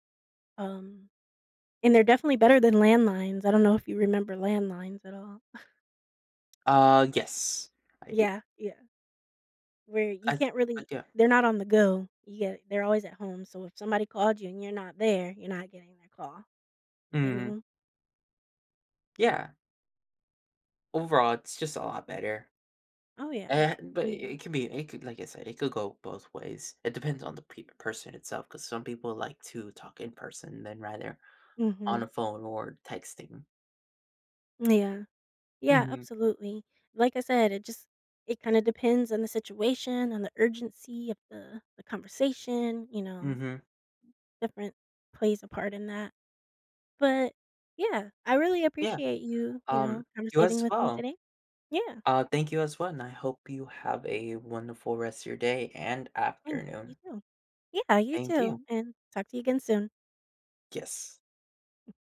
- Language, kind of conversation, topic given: English, unstructured, How have smartphones changed the way we communicate?
- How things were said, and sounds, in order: chuckle; tapping; unintelligible speech; laughing while speaking: "and"; other background noise